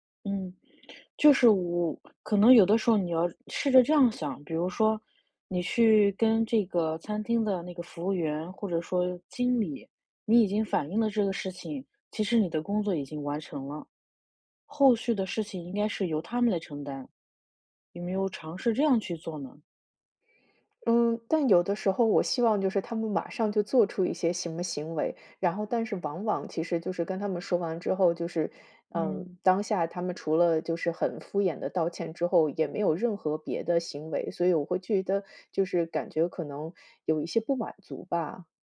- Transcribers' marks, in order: none
- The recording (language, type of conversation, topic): Chinese, advice, 我怎样才能更好地控制冲动和情绪反应？